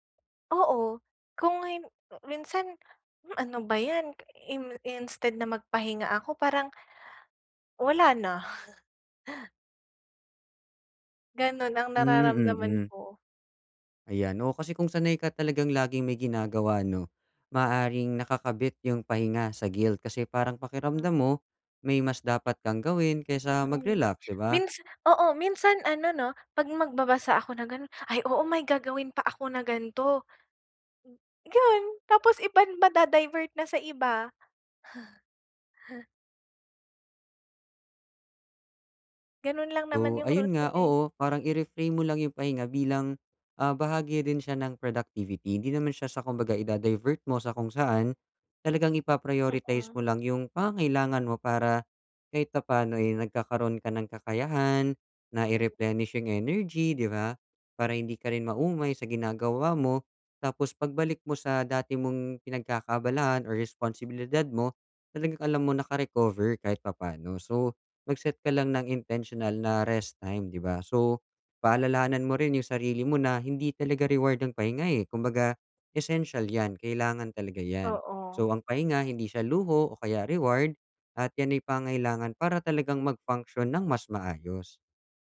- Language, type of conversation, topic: Filipino, advice, Bakit hindi ako makahanap ng tamang timpla ng pakiramdam para magpahinga at mag-relaks?
- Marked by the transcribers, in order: chuckle